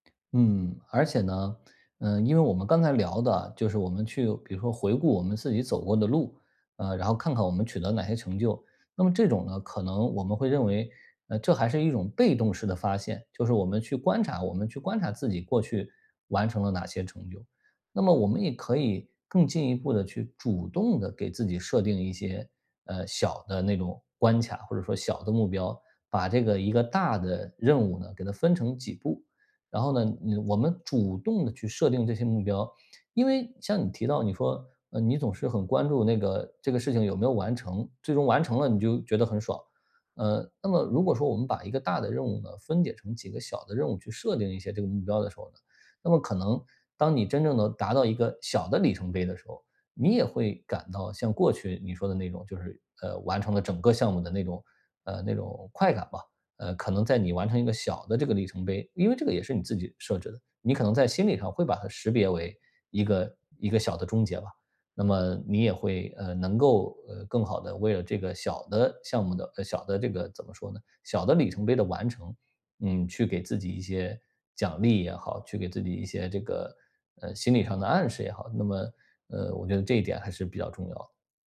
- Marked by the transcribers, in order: tapping; other background noise
- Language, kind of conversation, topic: Chinese, advice, 我总是只盯着终点、忽视每一点进步，该怎么办？